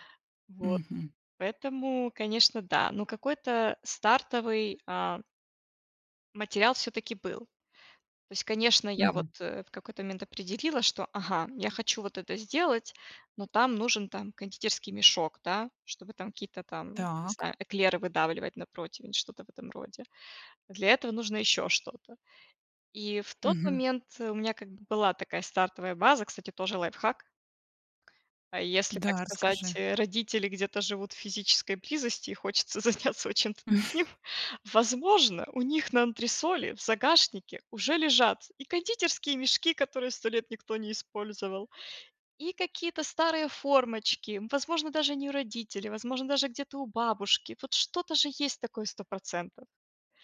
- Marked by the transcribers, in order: tapping; laughing while speaking: "заняться вот чем-то таким"; chuckle
- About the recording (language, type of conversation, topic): Russian, podcast, Как бюджетно снова начать заниматься забытым увлечением?